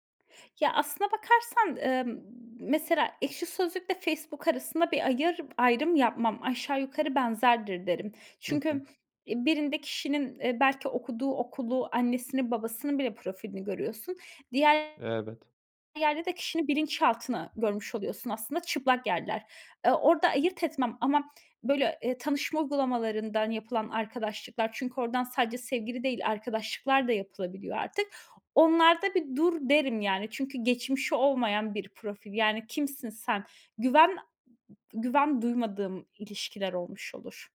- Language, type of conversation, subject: Turkish, podcast, Online arkadaşlıklar gerçek bir bağa nasıl dönüşebilir?
- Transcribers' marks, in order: other background noise; other noise